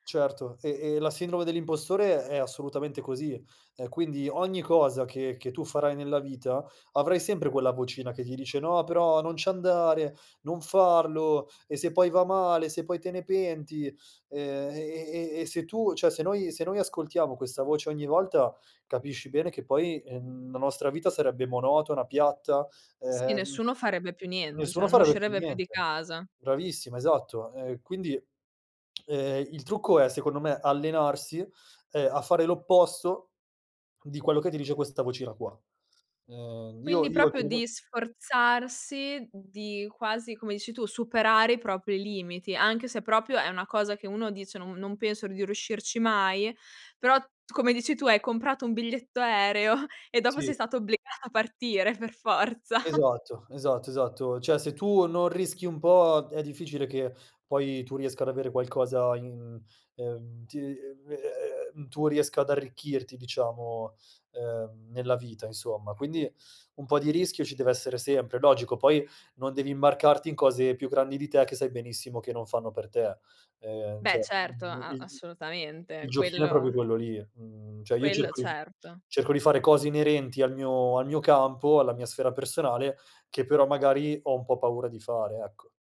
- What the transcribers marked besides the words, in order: "cioè" said as "ceh"; "cioè" said as "ceh"; lip smack; "proprio" said as "propio"; "proprio" said as "propio"; laughing while speaking: "forza"; chuckle; "Cioè" said as "ceh"; "cioè" said as "ceh"; "proprio" said as "propio"; "cioè" said as "ceh"
- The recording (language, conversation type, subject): Italian, podcast, Come gestisci la sindrome dell’impostore quando entri in un settore nuovo?